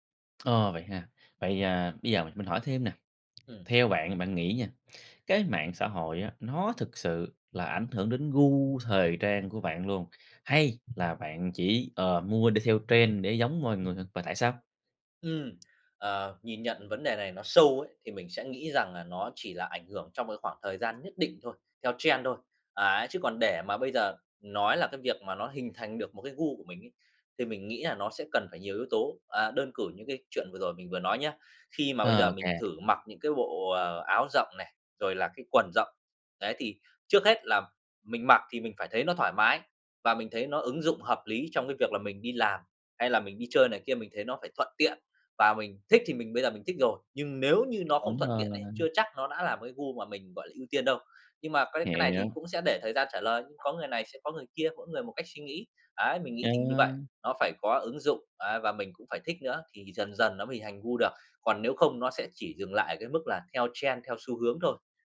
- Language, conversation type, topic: Vietnamese, podcast, Mạng xã hội thay đổi cách bạn ăn mặc như thế nào?
- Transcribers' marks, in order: tapping; in English: "trend"; in English: "trend"; in English: "trend"